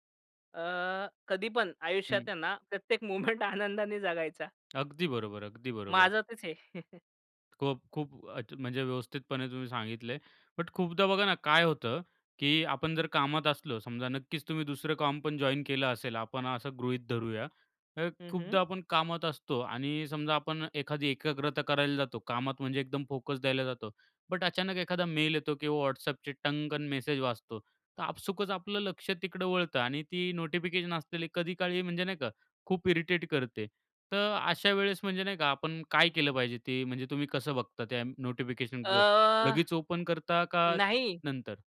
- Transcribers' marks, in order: laughing while speaking: "मोमेंट आनंदाने जगायचा"; chuckle; in English: "जॉइन"; in English: "इरिटेट"; in English: "ओपन"
- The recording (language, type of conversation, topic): Marathi, podcast, नोटिफिकेशन्समुळे तुमचा दिवस कसा बदलतो—तुमचा अनुभव काय आहे?